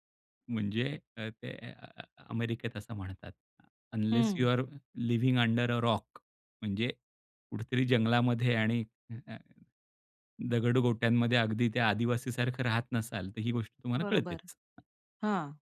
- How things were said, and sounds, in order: in English: "अनलेस यू आर लिविंग अंडर अ रॉक"; other background noise
- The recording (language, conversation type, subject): Marathi, podcast, सोशल मीडियाने माहिती घेण्याची पद्धत कशी बदलली?